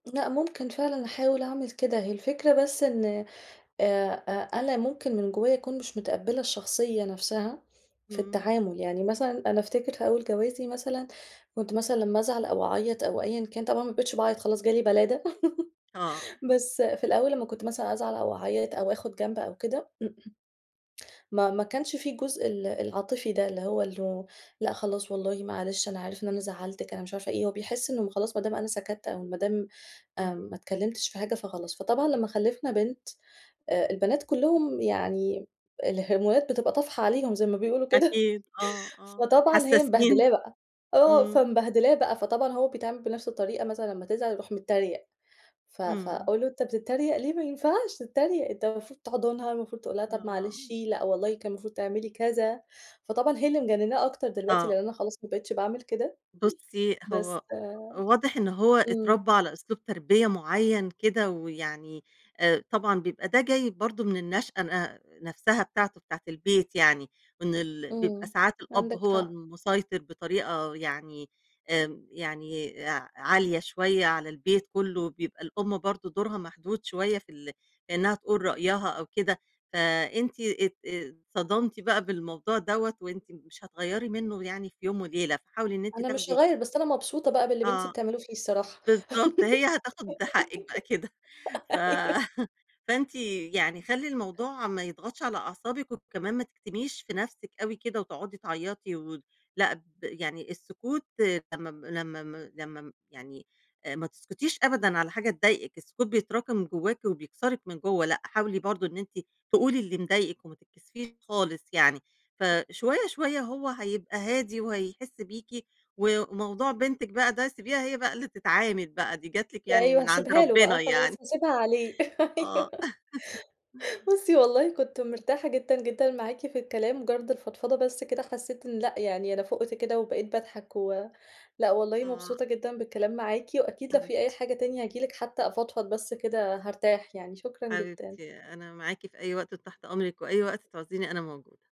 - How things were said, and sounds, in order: "أنا" said as "ألا"; laugh; throat clearing; chuckle; chuckle; giggle; laughing while speaking: "أيوه"; laugh; laughing while speaking: "أيوه"; laugh
- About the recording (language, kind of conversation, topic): Arabic, advice, إزاي أقدر أتكلم بصراحة وأواجه الطرف التاني في العلاقة من غير ما أخاف إن التواصل يفشل؟